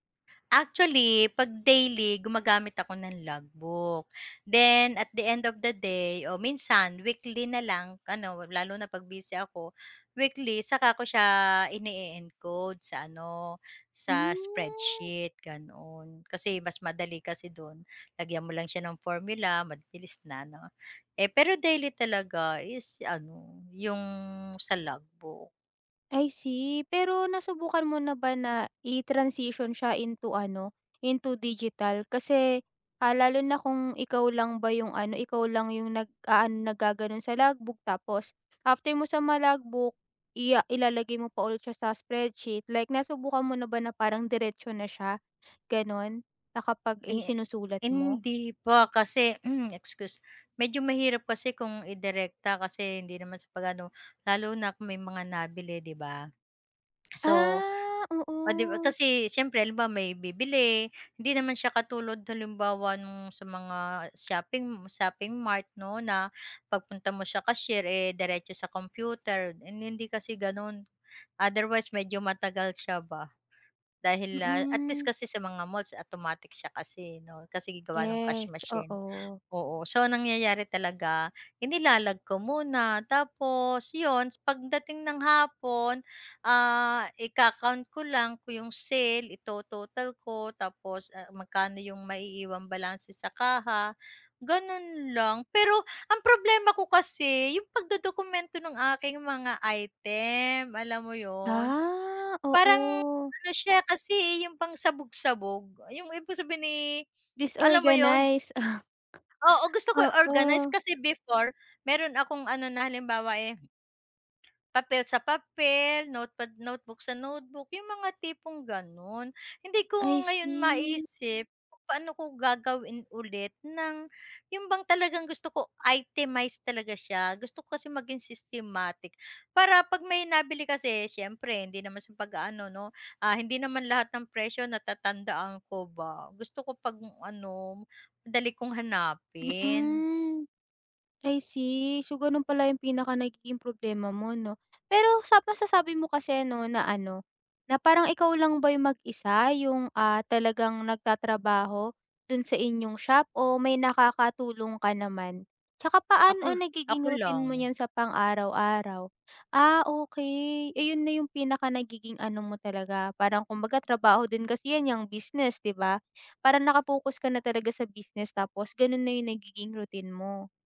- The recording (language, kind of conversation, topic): Filipino, advice, Paano ako makakapagmuni-muni at makakagamit ng naidokumento kong proseso?
- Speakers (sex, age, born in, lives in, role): female, 20-24, Philippines, Philippines, advisor; female, 55-59, Philippines, Philippines, user
- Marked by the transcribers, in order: tapping; throat clearing; whistle; chuckle; dog barking